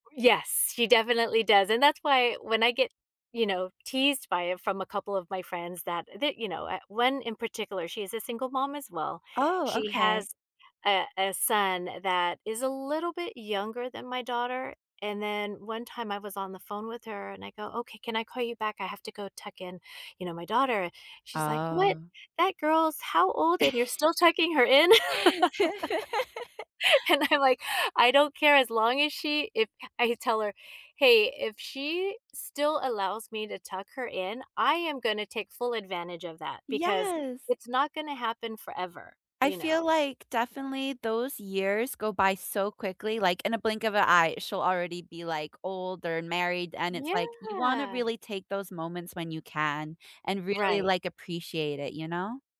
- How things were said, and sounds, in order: other background noise; laugh; laugh; drawn out: "Yeah"
- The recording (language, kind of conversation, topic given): English, unstructured, What is one habit that helps you feel happier?
- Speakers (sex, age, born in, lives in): female, 35-39, United States, United States; female, 55-59, United States, United States